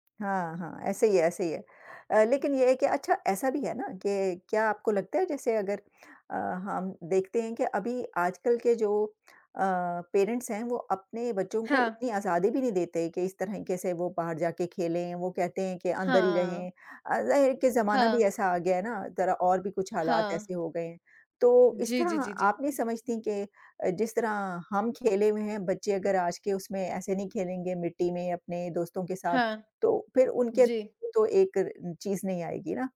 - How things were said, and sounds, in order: in English: "पेरेंट्स"
- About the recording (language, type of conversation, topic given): Hindi, unstructured, आपके बचपन का कोई ऐसा पल कौन सा है जो आपको आज भी भीतर तक हिला देता है?